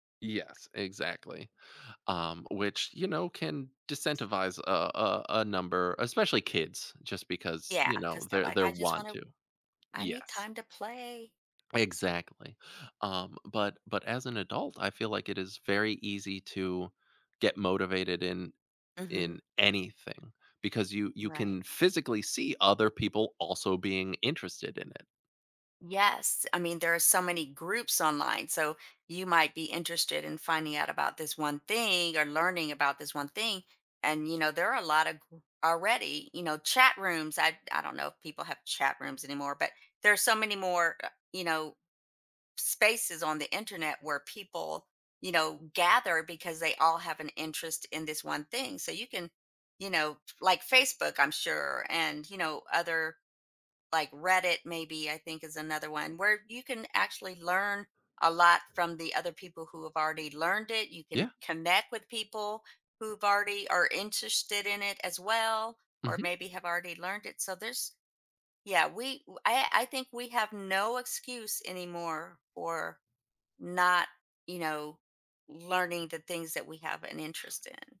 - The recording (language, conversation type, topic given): English, podcast, What helps you keep your passion for learning alive over time?
- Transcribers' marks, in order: other background noise